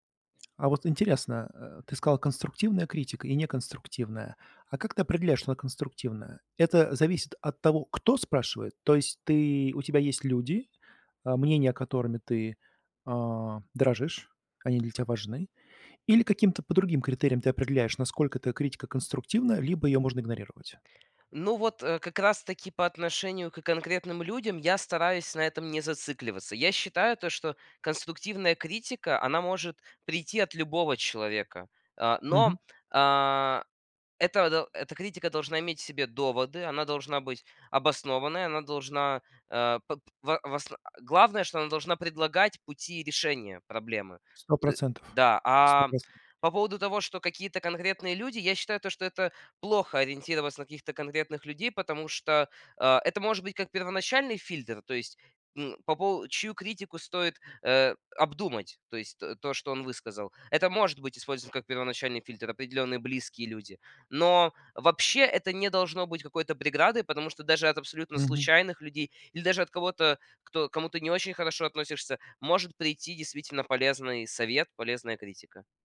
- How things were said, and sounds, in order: tapping; other background noise
- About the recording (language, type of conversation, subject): Russian, podcast, Как ты реагируешь на критику своих идей?